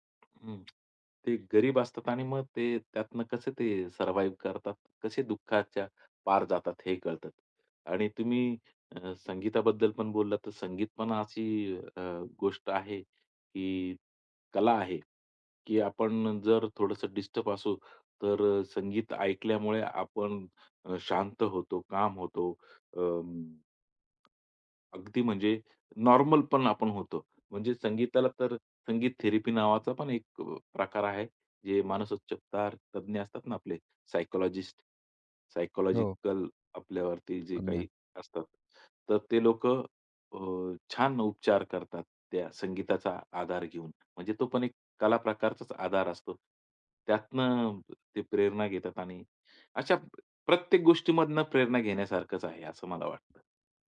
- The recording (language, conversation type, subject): Marathi, podcast, कला आणि मनोरंजनातून तुम्हाला प्रेरणा कशी मिळते?
- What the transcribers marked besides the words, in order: other noise; in English: "सर्व्हायव्ह"; in English: "काम"; tapping; in English: "थेरपी"; "मानसोपचार" said as "मनासोप्चत्तार"; in English: "सायकॉलॉजिस्ट"